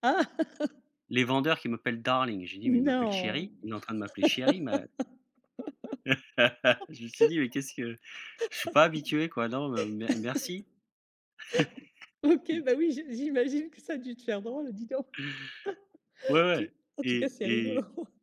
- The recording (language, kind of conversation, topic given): French, podcast, Comment gères-tu la barrière de la langue quand tu te perds ?
- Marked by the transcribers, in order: chuckle; drawn out: "Non !"; laugh; laughing while speaking: "OK, bah oui, j'imagine que … cas, c'est rigolo"; laugh; laugh; chuckle